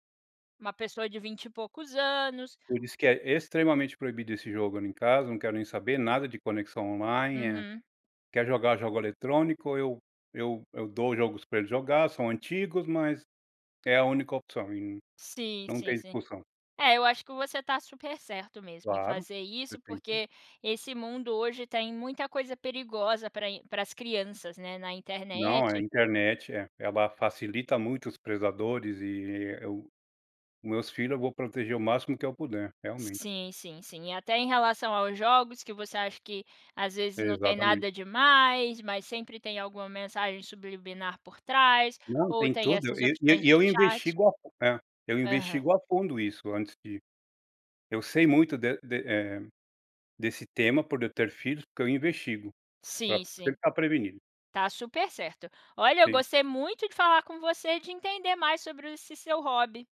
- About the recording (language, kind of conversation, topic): Portuguese, podcast, Como você redescobriu um hobby antigo?
- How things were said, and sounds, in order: in English: "online"; in English: "chat"